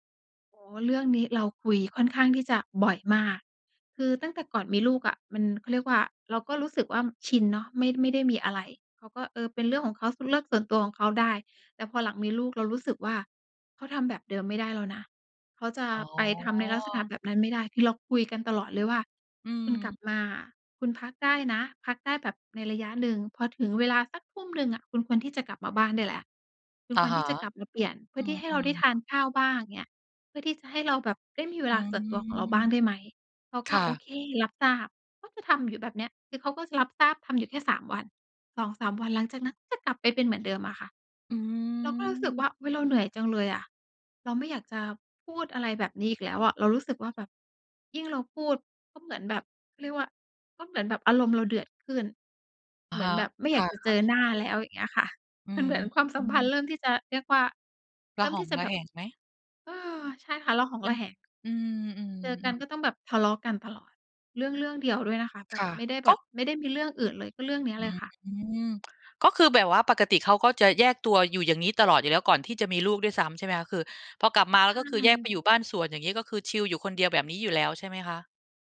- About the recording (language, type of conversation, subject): Thai, advice, ฉันควรจัดการอารมณ์และปฏิกิริยาที่เกิดซ้ำๆ ในความสัมพันธ์อย่างไร?
- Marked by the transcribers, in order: sigh; tsk